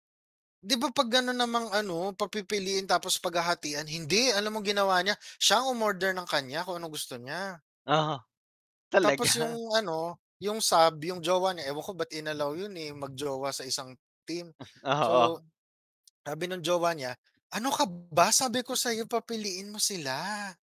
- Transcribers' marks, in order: static; other background noise; scoff; tapping; distorted speech
- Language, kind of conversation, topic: Filipino, unstructured, Ano ang palagay mo sa mga taong kumakain nang sobra sa restawran pero hindi nagbabayad?